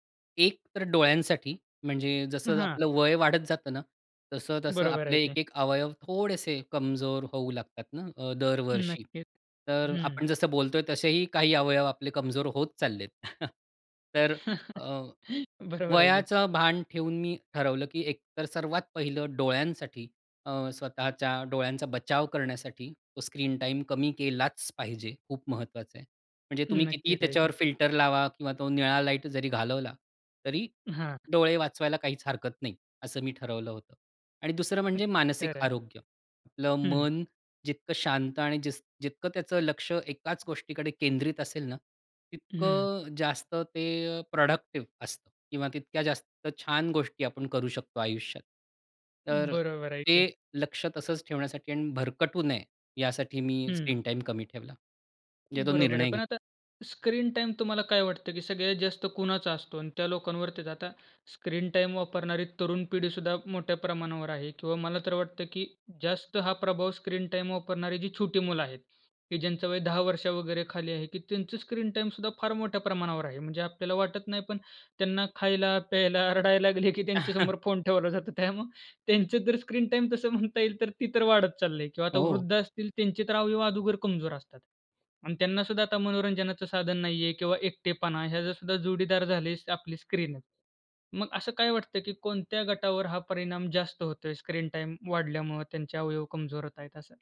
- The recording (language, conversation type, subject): Marathi, podcast, स्क्रीन टाइम कमी करण्यासाठी कोणते सोपे उपाय करता येतील?
- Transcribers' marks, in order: tapping; other background noise; chuckle; in English: "प्रॉडक्टिव्ह"; chuckle; "अगोदर" said as "अदुगर"